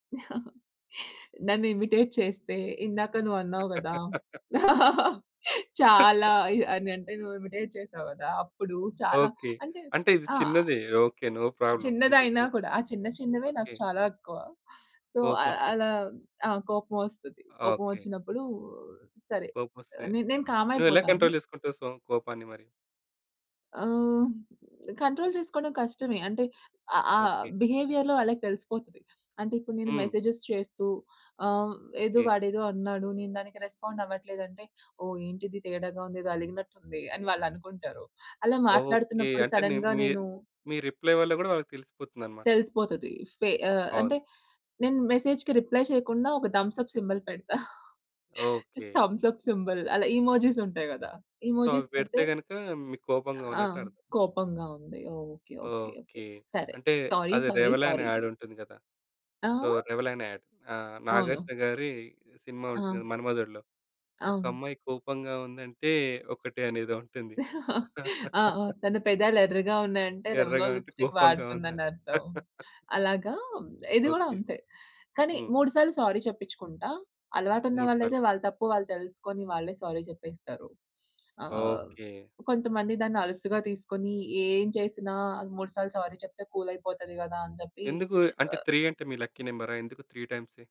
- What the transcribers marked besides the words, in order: chuckle; in English: "ఇమిటేట్"; laugh; giggle; in English: "ఇమిటేట్"; in English: "నో ప్రాబ్లమ్"; unintelligible speech; sniff; in English: "సో"; in English: "కామ్"; in English: "కంట్రోల్"; in English: "సో"; in English: "కంట్రోల్"; in English: "బిహేవియర్‌లో"; in English: "మెసేజెస్"; in English: "రెస్పాండ్"; in English: "సడెన్‌గా"; in English: "రిప్లై"; in English: "మెసేజ్‌కి రిప్లై"; in English: "థంబ్ సప్ సింబల్"; laughing while speaking: "జస్ట్ థంబ్ సప్ సింబల్"; in English: "జస్ట్ థంబ్ సప్ సింబల్"; in English: "ఎమోజిస్"; in English: "ఎమోజిస్"; in English: "సో"; in English: "సారీ. సారీ. సారీ"; in English: "రేవలన్ యాడ్"; in English: "సో, రేవ్‌లాన్ యాడ్"; giggle; in English: "రేవ్‌లాన్ లిప్స్‌స్టిక్"; giggle; other background noise; in English: "సారీ"; in English: "సారీ"; in English: "సారీ"; in English: "కూల్"; in English: "త్రీ"
- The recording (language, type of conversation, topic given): Telugu, podcast, సోషల్ మీడియా నిజమైన సంబంధాలకు హానికరమని మీరు అనుకుంటారా, ఎందుకు?